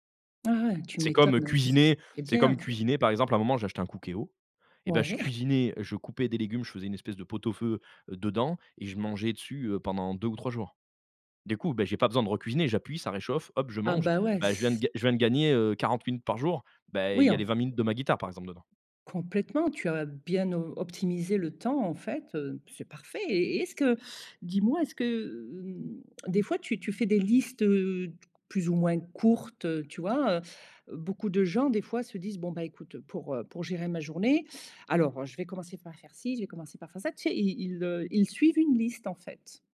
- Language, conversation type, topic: French, podcast, Comment fais-tu pour rester constant(e) quand tu as peu de temps ?
- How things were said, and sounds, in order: other background noise